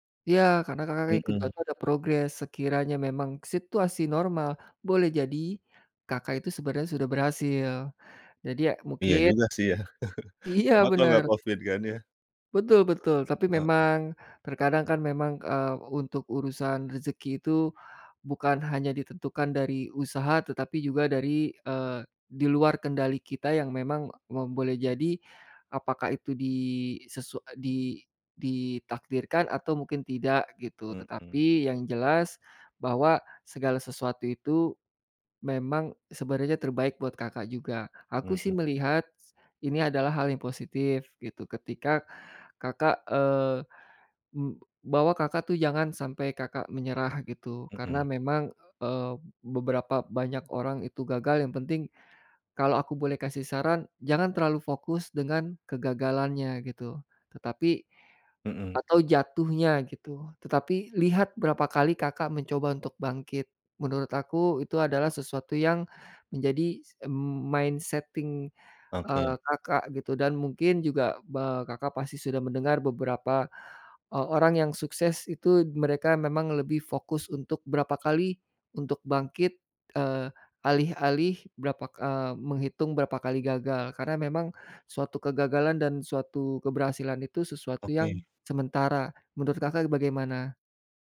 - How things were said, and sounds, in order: chuckle; in English: "mindsetting"
- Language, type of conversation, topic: Indonesian, advice, Bagaimana cara bangkit dari kegagalan sementara tanpa menyerah agar kebiasaan baik tetap berjalan?
- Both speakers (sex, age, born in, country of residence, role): male, 30-34, Indonesia, Indonesia, user; male, 45-49, Indonesia, Indonesia, advisor